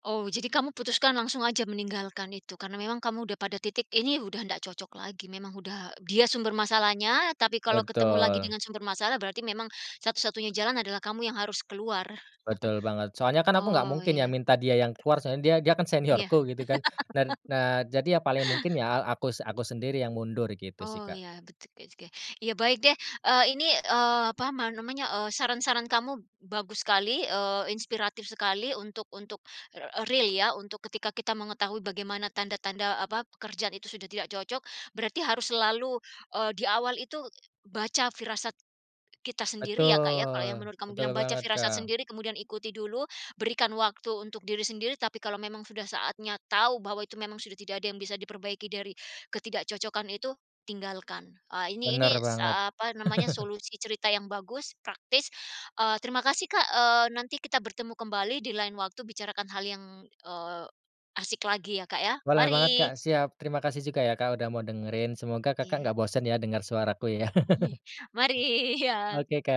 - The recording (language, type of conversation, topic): Indonesian, podcast, Apa saja tanda-tanda bahwa pekerjaan sudah tidak cocok lagi untuk kita?
- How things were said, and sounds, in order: chuckle; laugh; tapping; chuckle; chuckle; laughing while speaking: "Mari"